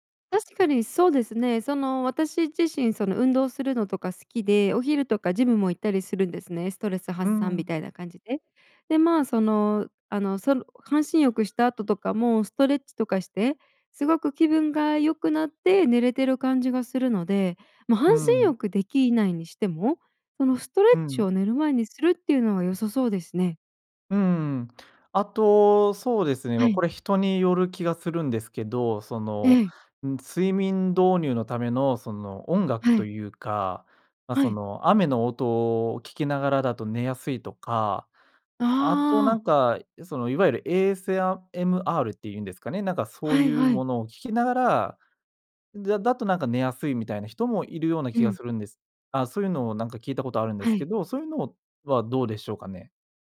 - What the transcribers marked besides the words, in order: none
- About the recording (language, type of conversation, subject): Japanese, advice, 布団に入ってから寝つけずに長時間ゴロゴロしてしまうのはなぜですか？